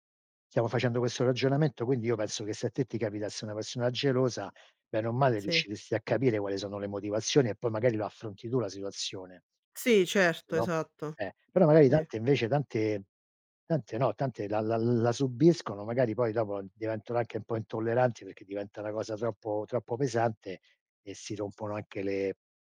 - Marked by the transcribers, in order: other background noise
- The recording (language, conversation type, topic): Italian, unstructured, Perché alcune persone usano la gelosia per controllare?